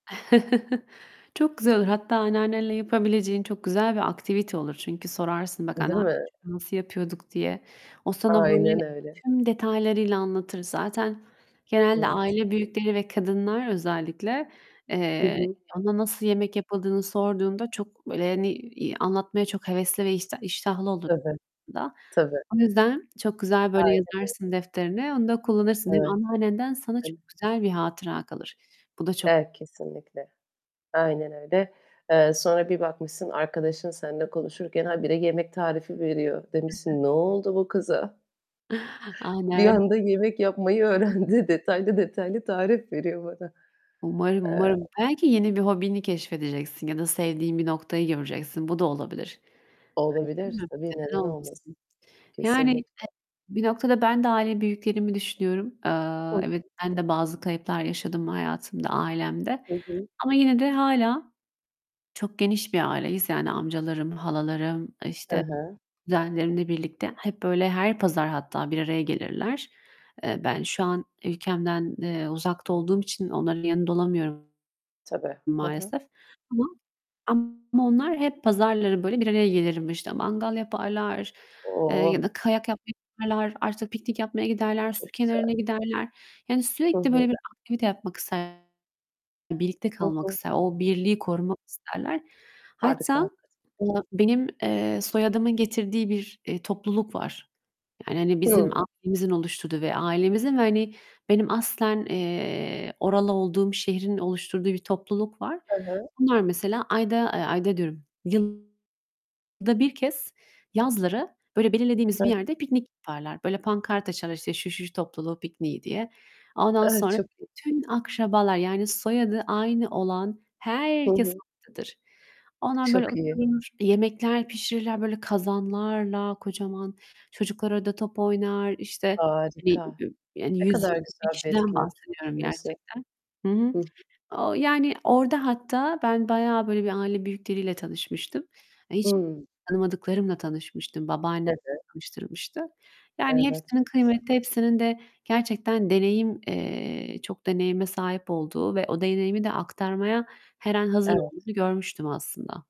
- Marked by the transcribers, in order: chuckle; other background noise; static; distorted speech; unintelligible speech; unintelligible speech; unintelligible speech; laughing while speaking: "öğrendi"; stressed: "herkes"; stressed: "kazanlarla"; stressed: "Harika"; unintelligible speech
- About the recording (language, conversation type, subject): Turkish, unstructured, Aile büyüklerinle ilgili unutamadığın anın nedir?